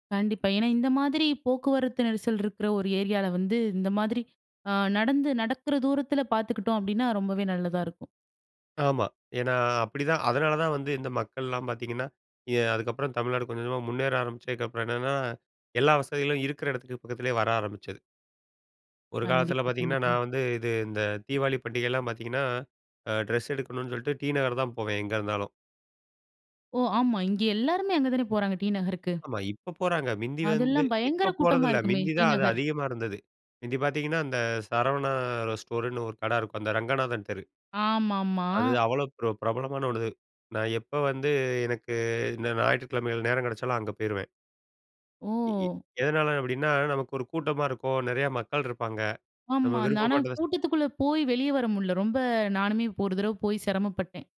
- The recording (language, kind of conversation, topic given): Tamil, podcast, போக்குவரத்து அல்லது நெரிசல் நேரத்தில் மனஅழுத்தத்தை எப்படிக் கையாளலாம்?
- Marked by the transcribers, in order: none